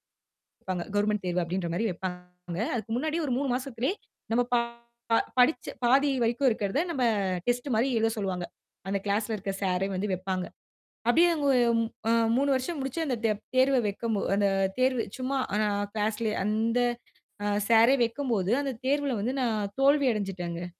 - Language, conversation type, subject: Tamil, podcast, தோல்வியை ஒரு புதிய வாய்ப்பாகப் பார்க்க நீங்கள் எப்போது, எப்படி தொடங்கினீர்கள்?
- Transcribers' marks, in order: tapping; in English: "கவர்மெண்ட்"; mechanical hum; distorted speech; in English: "டெஸ்ட்"; in English: "கிளாஸ்ல"; other background noise; static